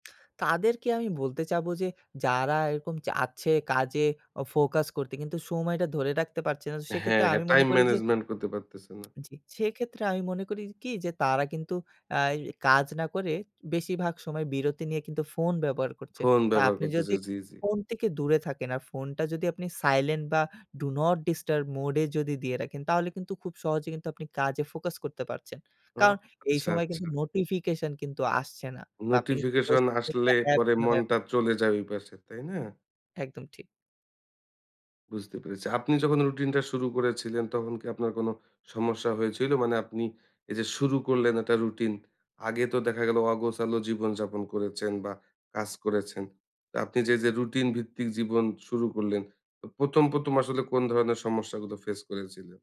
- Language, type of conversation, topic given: Bengali, podcast, তুমি কাজের সময় কীভাবে মনোযোগ ধরে রাখো?
- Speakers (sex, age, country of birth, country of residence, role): male, 25-29, Bangladesh, Bangladesh, guest; male, 30-34, Bangladesh, Bangladesh, host
- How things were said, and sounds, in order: tapping; in English: "do not disturb mode"; unintelligible speech